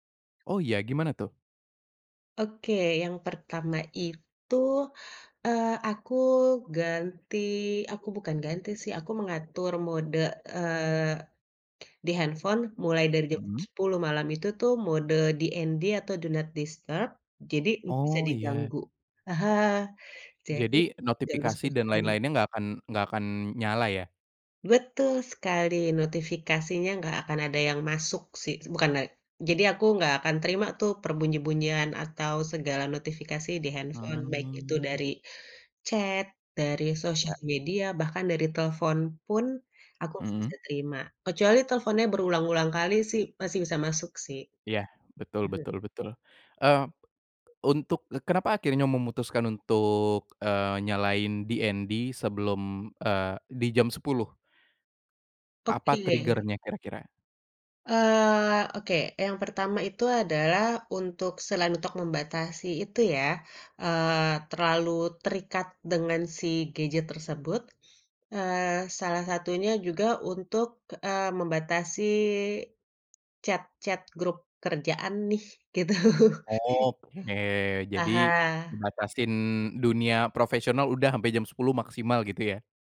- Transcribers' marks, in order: tapping; in English: "DND"; in English: "do not disturb"; drawn out: "Hmm"; in English: "chat"; in English: "DND"; in English: "trigger-nya"; in English: "chat-chat"; laughing while speaking: "gitu"
- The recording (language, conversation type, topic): Indonesian, podcast, Bagaimana kamu mengatur penggunaan gawai sebelum tidur?